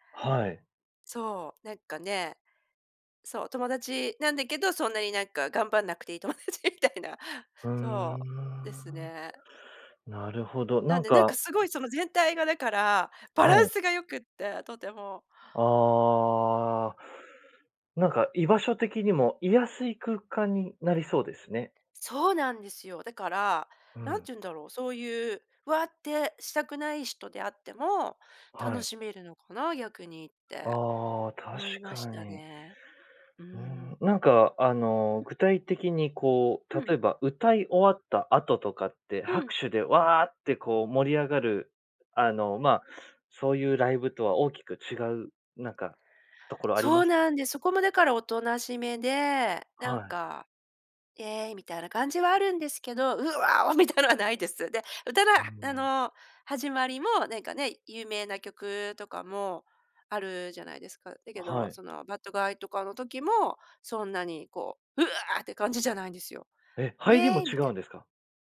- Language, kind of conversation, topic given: Japanese, podcast, ライブで心を動かされた瞬間はありましたか？
- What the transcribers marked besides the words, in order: laughing while speaking: "友達みたいな"; put-on voice: "うわ！"